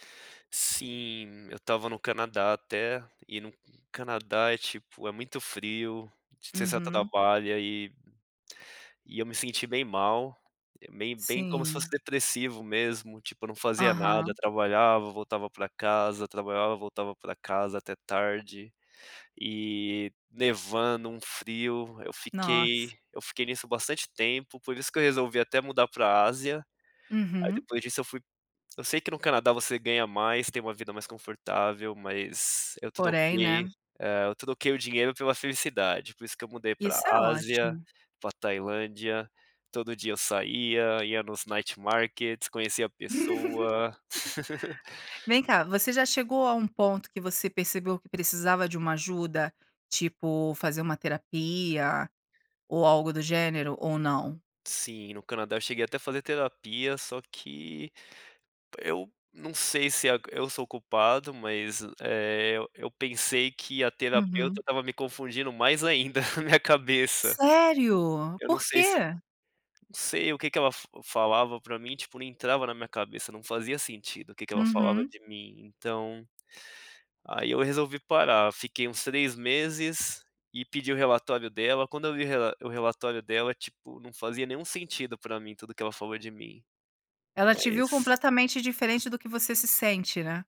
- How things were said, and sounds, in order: in English: "Night Markets"; chuckle
- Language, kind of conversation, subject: Portuguese, podcast, Quando você se sente sozinho, o que costuma fazer?